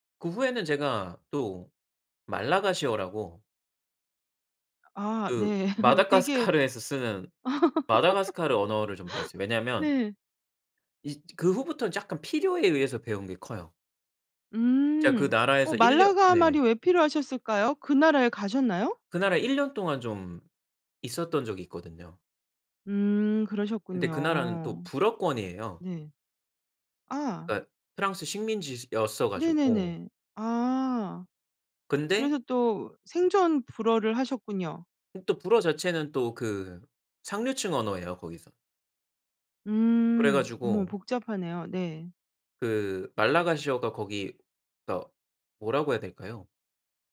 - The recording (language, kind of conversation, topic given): Korean, podcast, 언어가 당신에게 어떤 의미인가요?
- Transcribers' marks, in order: other background noise; laugh; tapping